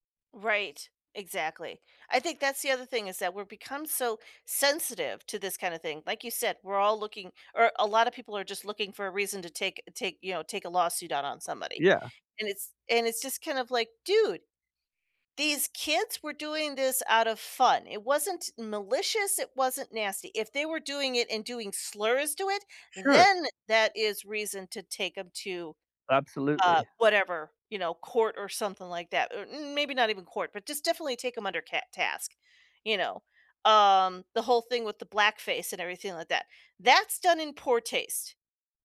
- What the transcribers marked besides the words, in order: other background noise; stressed: "then"
- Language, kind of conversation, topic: English, unstructured, How can I avoid cultural appropriation in fashion?
- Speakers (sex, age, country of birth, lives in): female, 45-49, United States, United States; male, 55-59, United States, United States